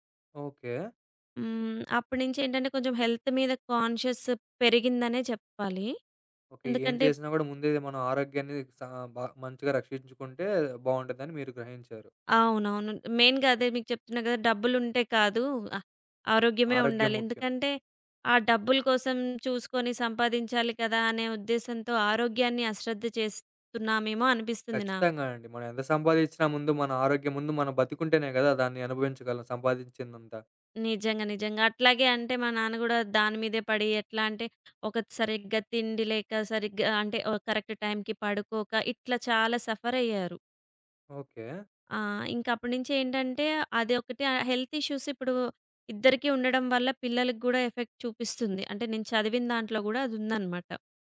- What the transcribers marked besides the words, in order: in English: "హెల్త్"; in English: "కాన్‌షియస్"; in English: "మెయిన్‌గా"; other background noise; in English: "కరెక్ట్ టైమ్‌కి"; in English: "హెల్త్ ఇష్యూస్"; in English: "ఎఫెక్ట్"
- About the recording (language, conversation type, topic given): Telugu, podcast, ఒత్తిడి సమయంలో ధ్యానం మీకు ఎలా సహాయపడింది?